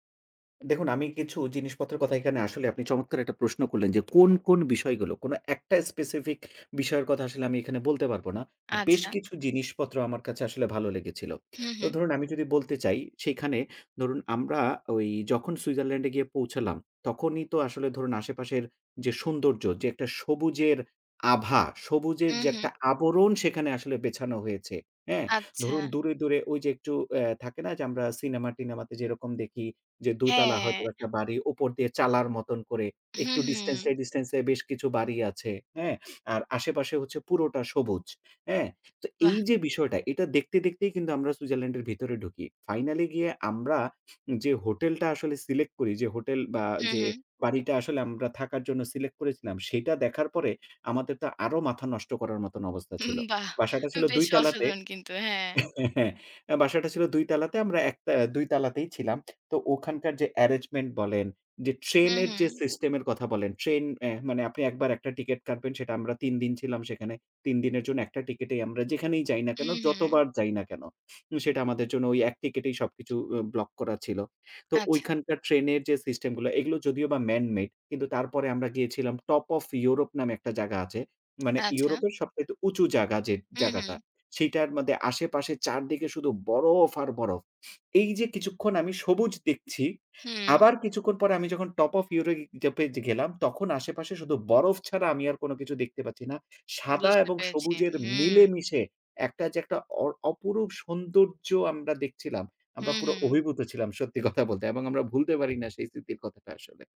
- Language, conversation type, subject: Bengali, podcast, কোন জায়গায় গিয়ে আপনার সবচেয়ে বেশি বিস্ময় হয়েছিল?
- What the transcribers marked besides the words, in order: other background noise; in English: "specific"; sniff; tapping; sniff; laughing while speaking: "উহু বাহ! বেশ অসাধারণ কিন্তু। হ্যাঁ"; chuckle; in English: "arrangement"; sniff; in English: "man made"; "আছে" said as "আচে"; "মধ্যে" said as "মাদে"; sniff; "ইউরোপ" said as "ইউরোগে"; laughing while speaking: "কথা বলতে"